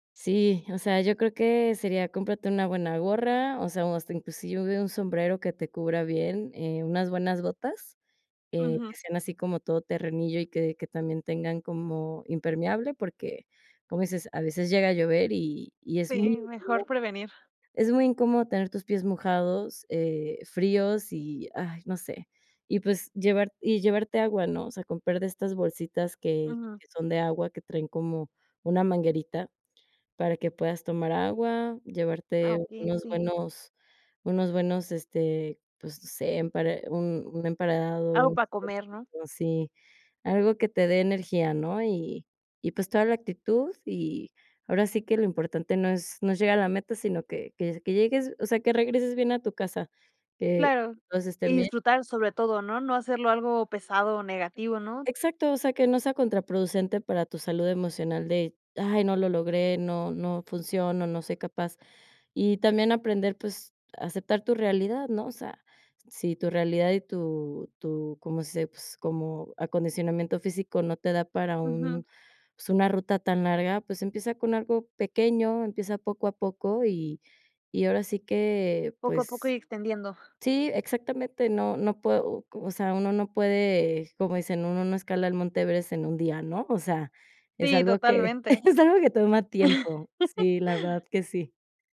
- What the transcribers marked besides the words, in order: unintelligible speech; unintelligible speech; tapping; laughing while speaking: "es algo"; chuckle
- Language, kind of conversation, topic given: Spanish, podcast, ¿Qué es lo que más disfrutas de tus paseos al aire libre?